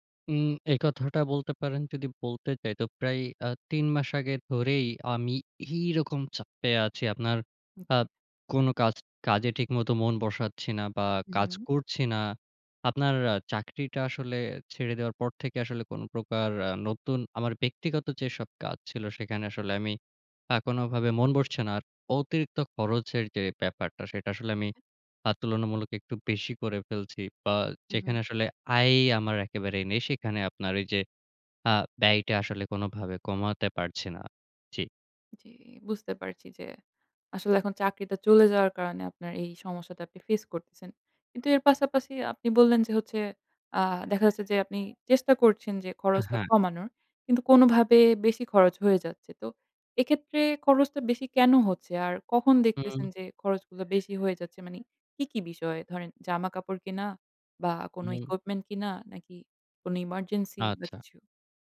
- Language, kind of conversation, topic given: Bengali, advice, আপনার আর্থিক অনিশ্চয়তা নিয়ে ক্রমাগত উদ্বেগের অভিজ্ঞতা কেমন?
- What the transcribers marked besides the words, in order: other background noise; "মানে" said as "মানি"; in English: "ইকুইপমেন্ট"